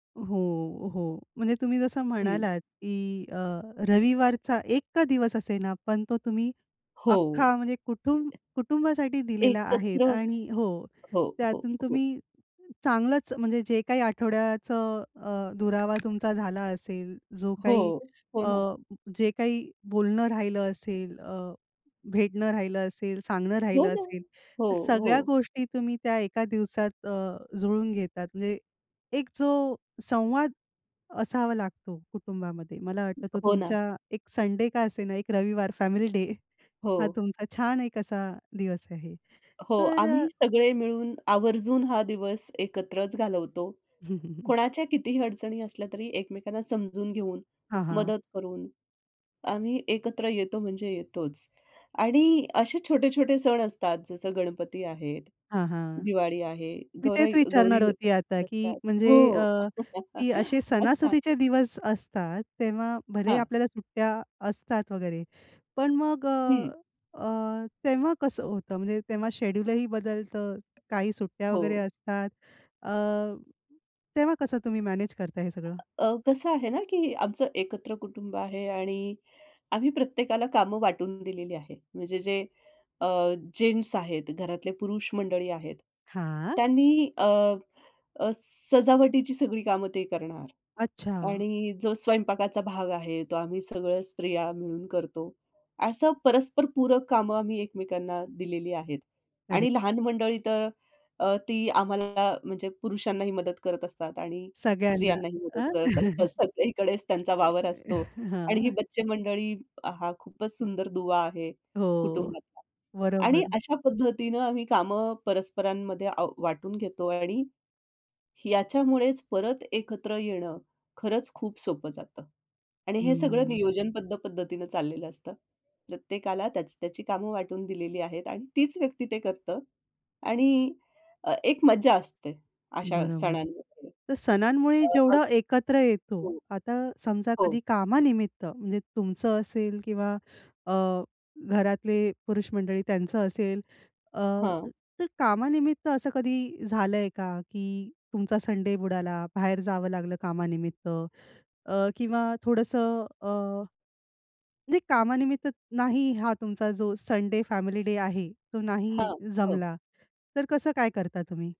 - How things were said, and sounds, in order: tapping; other background noise; in English: "फॅमिली डे"; chuckle; chuckle; chuckle; other noise; in English: "संडे फॅमिली डे"
- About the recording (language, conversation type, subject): Marathi, podcast, एकत्र वेळ घालवणं कुटुंबात किती गरजेचं आहे?